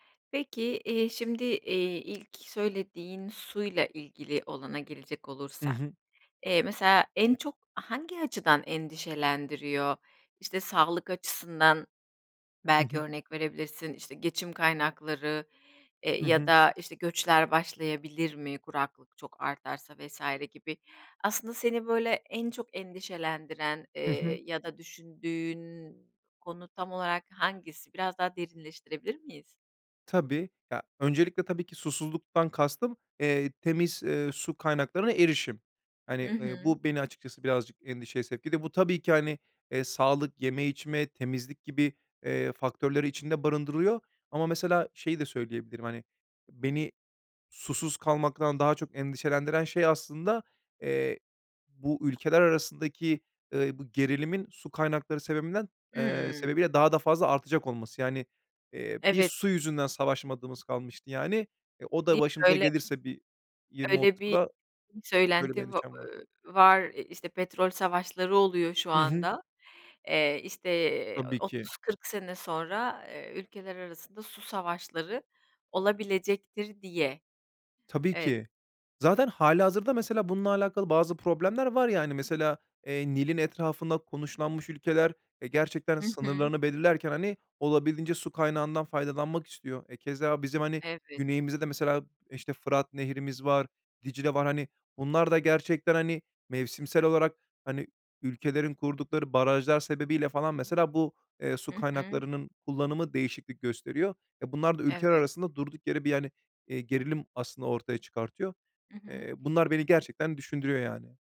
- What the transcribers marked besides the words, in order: other background noise
- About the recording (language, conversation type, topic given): Turkish, podcast, İklim değişikliğiyle ilgili duydukların arasında seni en çok endişelendiren şey hangisi?